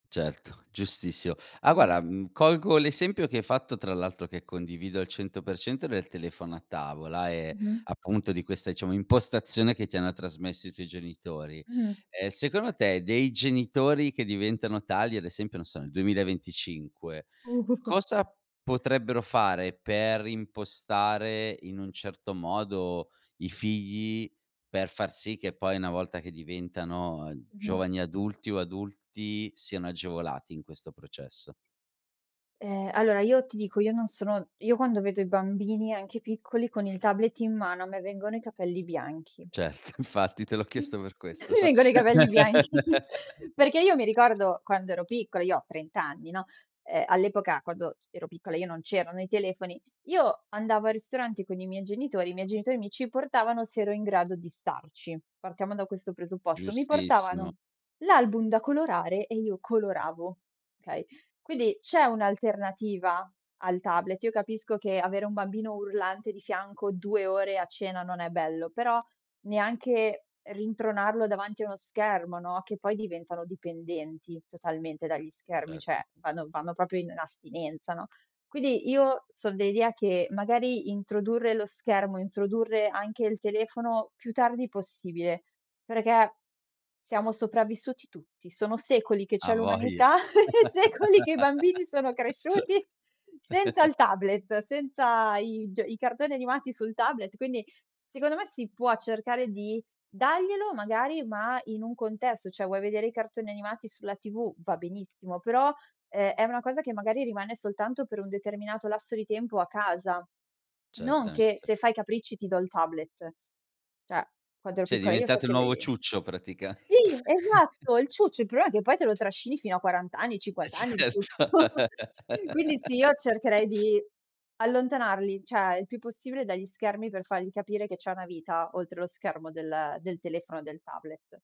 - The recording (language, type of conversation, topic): Italian, podcast, Quali segnali riconosci quando lo stress sta aumentando?
- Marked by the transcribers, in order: "Certo" said as "celto"; "giustissimo" said as "giustissio"; "guarda" said as "guala"; other background noise; unintelligible speech; "figli" said as "fiji"; tapping; laughing while speaking: "celto, infatti te l'ho chiesto per questo"; "Certo" said as "celto"; laughing while speaking: "Mi vengono i capelli bianchi"; chuckle; "okay" said as "kay"; "Hai voglia" said as "Avoglia"; laugh; laughing while speaking: "e secoli che i bambini sono cresciuti senza il tablet"; chuckle; "cioè" said as "ceh"; "cioè" said as "ceh"; laughing while speaking: "praticam"; chuckle; laughing while speaking: "Eh, certo"; laughing while speaking: "tutto"; chuckle; "cioè" said as "ceh"